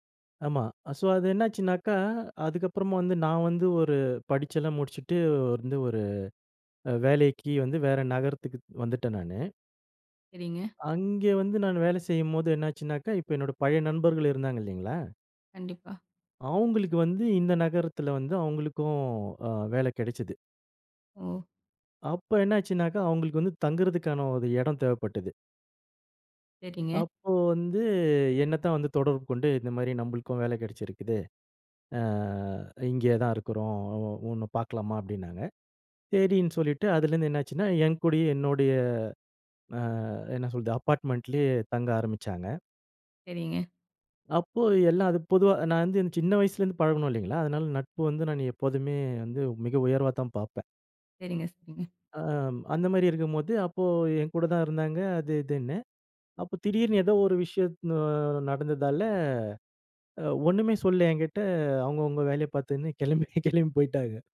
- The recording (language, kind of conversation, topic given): Tamil, podcast, நண்பர்கள் இடையே எல்லைகள் வைத்துக் கொள்ள வேண்டுமா?
- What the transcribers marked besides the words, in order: other background noise; laughing while speaking: "கெளம்பி, கெளம்பி போயிட்டாக"; other noise